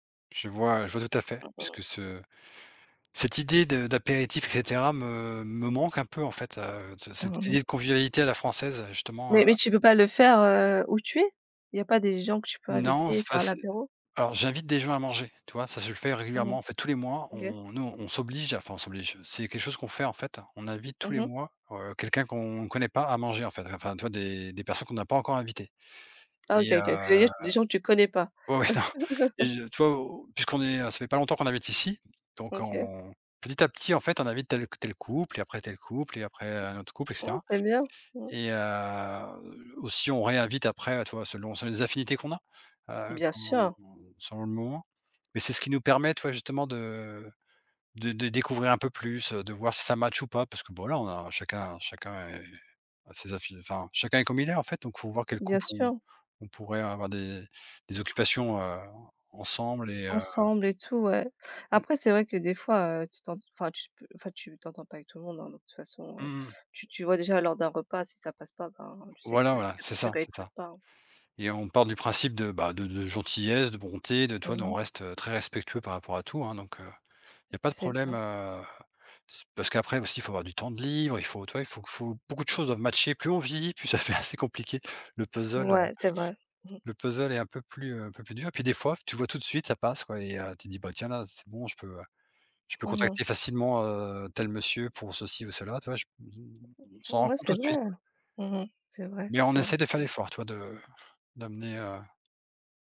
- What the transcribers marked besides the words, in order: unintelligible speech; other background noise; tapping; laugh; chuckle; stressed: "ici"; unintelligible speech
- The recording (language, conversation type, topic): French, unstructured, Qu’est-ce qui te fait te sentir chez toi dans un endroit ?